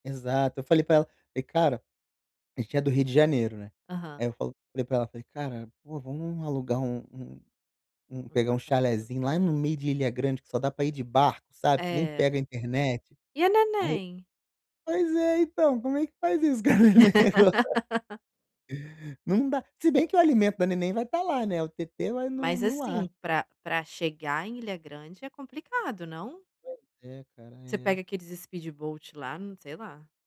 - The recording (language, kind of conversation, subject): Portuguese, advice, Como aproveitar bem pouco tempo de férias sem viajar muito?
- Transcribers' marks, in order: unintelligible speech; laugh; laughing while speaking: "com a neném"; other background noise; in English: "speedboat"